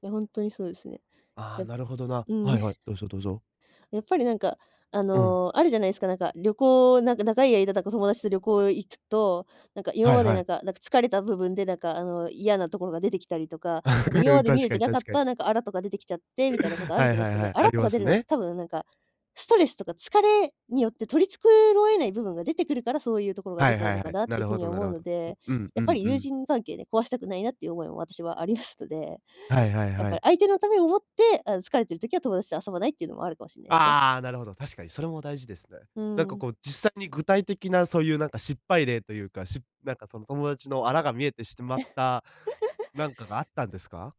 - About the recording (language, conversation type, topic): Japanese, podcast, 休日はどのように過ごすのがいちばん好きですか？
- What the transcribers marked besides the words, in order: chuckle; other background noise; laughing while speaking: "ありますので"; chuckle